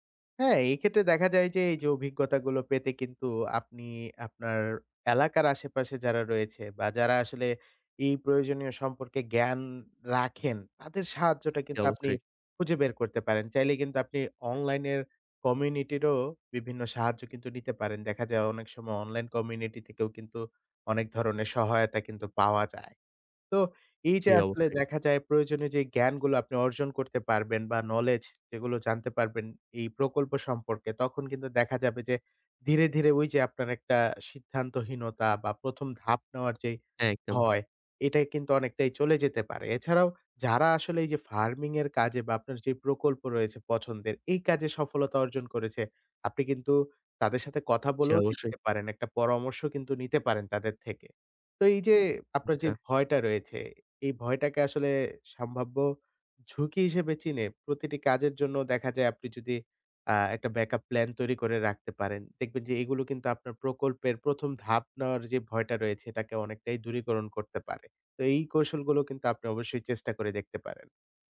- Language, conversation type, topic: Bengali, advice, নতুন প্রকল্পের প্রথম ধাপ নিতে কি আপনার ভয় লাগে?
- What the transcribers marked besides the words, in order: in English: "backup plan"